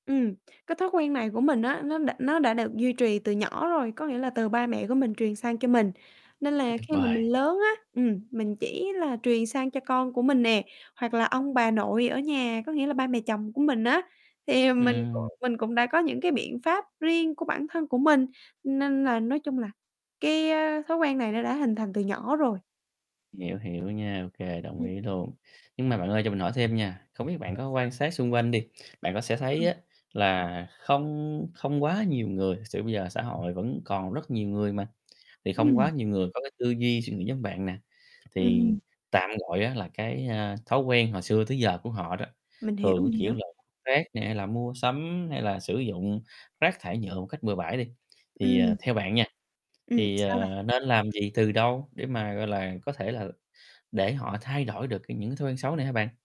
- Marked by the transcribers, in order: static; distorted speech; laughing while speaking: "thì, ờ"; other background noise; mechanical hum
- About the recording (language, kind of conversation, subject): Vietnamese, podcast, Bạn làm thế nào để giảm rác thải khi mua thực phẩm?